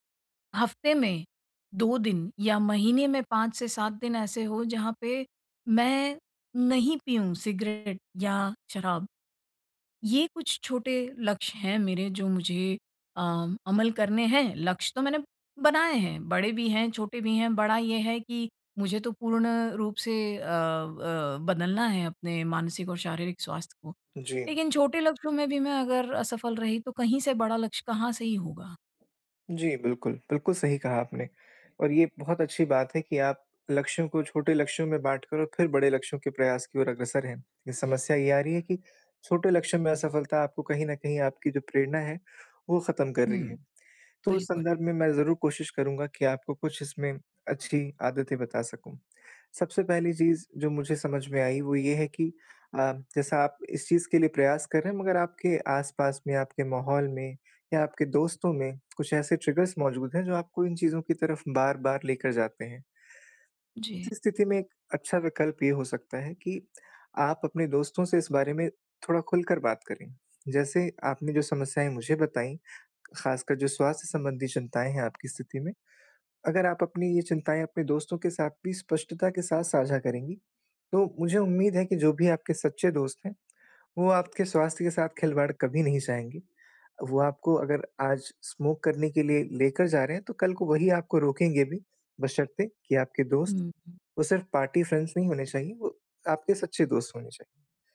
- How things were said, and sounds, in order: in English: "ट्रिगर्स"; in English: "स्मोक"; in English: "पार्टी फ्रेंड्स"
- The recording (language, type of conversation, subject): Hindi, advice, पुरानी आदतों को धीरे-धीरे बदलकर नई आदतें कैसे बना सकता/सकती हूँ?
- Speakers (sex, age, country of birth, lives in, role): female, 45-49, India, India, user; male, 25-29, India, India, advisor